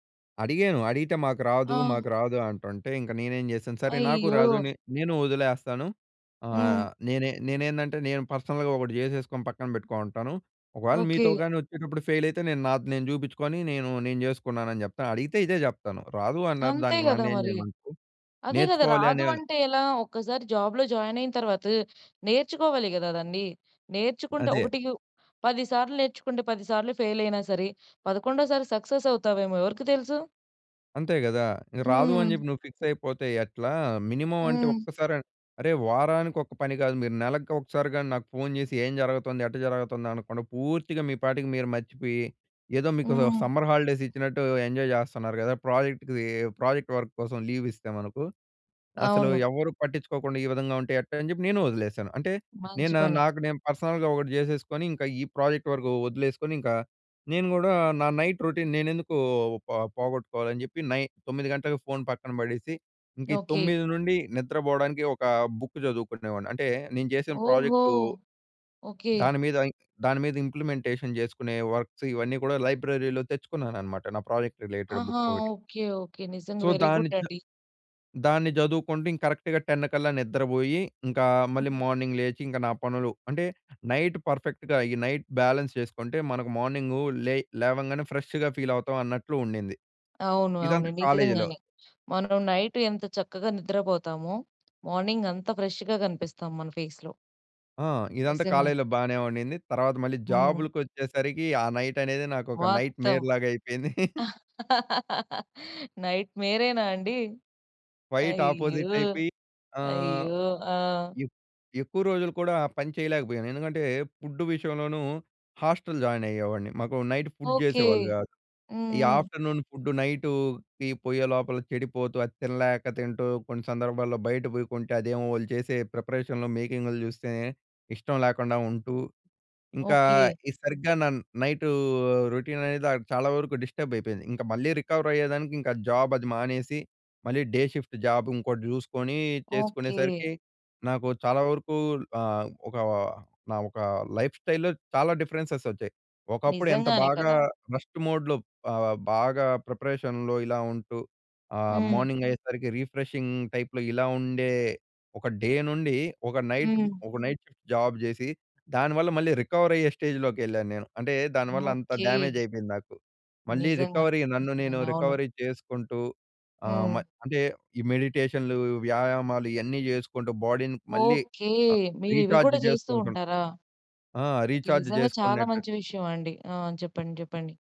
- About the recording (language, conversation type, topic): Telugu, podcast, రాత్రి పడుకునే ముందు మీ రాత్రి రొటీన్ ఎలా ఉంటుంది?
- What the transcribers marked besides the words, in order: in English: "పర్సనల్‌గా"; in English: "ఫెయిల్"; in English: "జాబ్‌లో జాయిన్"; in English: "ఫెయిల్"; in English: "సక్సెస్"; in English: "ఫిక్స్"; in English: "మినిమమ్"; in English: "సమ్మర్ హాలిడేస్"; in English: "ఎంజాయ్"; in English: "ప్రాజెక్ట్‌కి ప్రాజెక్ట్ వర్క్"; in English: "లీవ్"; other noise; in English: "పర్సనల్‌గా"; in English: "ప్రాజెక్ట్"; in English: "నైట్ రొటీన్"; in English: "బుక్"; other background noise; in English: "ఇంప్లిమెంటేషన్"; in English: "వర్క్స్"; in English: "లైబ్రరీలో"; in English: "ప్రాజెక్ట్ రిలేటెడ్ బుక్"; in English: "వెరీ గుడ్"; in English: "సో"; in English: "కరెక్ట్‌గా టెన్"; in English: "మార్నింగ్"; in English: "నైట్ పర్ఫెక్ట్‌గా"; in English: "నైట్ బాలన్స్"; in English: "ఫ్రెష్‌గా ఫీల్"; in English: "కాలేజ్‌లో"; in English: "నైట్"; in English: "మార్నింగ్"; in English: "ఫ్రెష్‌గా"; in English: "ఫేస్‌లో"; in English: "నైట్"; in English: "నైట్"; laugh; chuckle; in English: "క్వైట్ ఆపోజిట్"; in English: "హాస్టల్ జాయిన్"; in English: "నైట్ ఫుడ్"; in English: "ఆఫ్టర్నూన్"; in English: "ప్రిపరేషన్‍లో"; in English: "నా నైట్ రొటీన్"; in English: "డిస్టర్బ్"; in English: "రికవర్"; in English: "జాబ్"; in English: "డే షిఫ్ట్ జాబ్"; in English: "లైఫ్‌స్టైల్‌లో"; in English: "డిఫరెన్సెస్"; in English: "రెస్ట్ మోడ్‍లో"; in English: "ప్రిపరేషన్‍లో"; in English: "మార్నింగ్"; in English: "రిఫ్రెషింగ్ టైప్‌లో"; in English: "డే"; in English: "నైట్"; in English: "నైట్ షిఫ్ట్ జాబ్"; in English: "రికవర్"; in English: "స్టేజ్‌లోకెళ్ళాను"; in English: "డ్యామేజ్"; in English: "రికవరీ"; in English: "రికవరీ"; in English: "బాడీని"; in English: "రీచార్జ్"; in English: "రీచార్జ్"